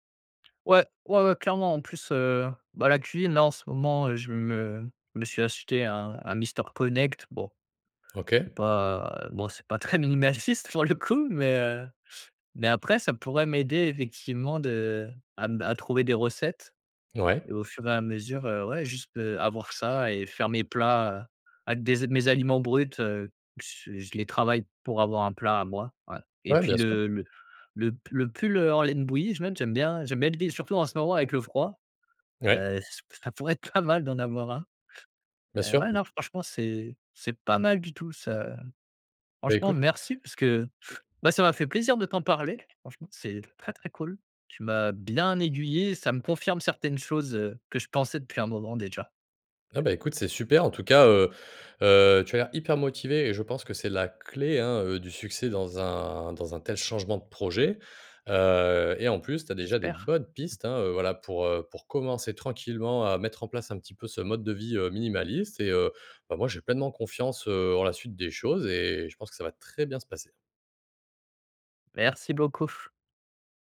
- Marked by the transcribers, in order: other background noise; laughing while speaking: "très minimaliste pour le coup"; laughing while speaking: "pas mal"; drawn out: "un"; stressed: "très"
- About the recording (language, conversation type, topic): French, advice, Comment adopter le minimalisme sans avoir peur de manquer ?
- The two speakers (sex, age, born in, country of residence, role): male, 25-29, France, France, user; male, 30-34, France, France, advisor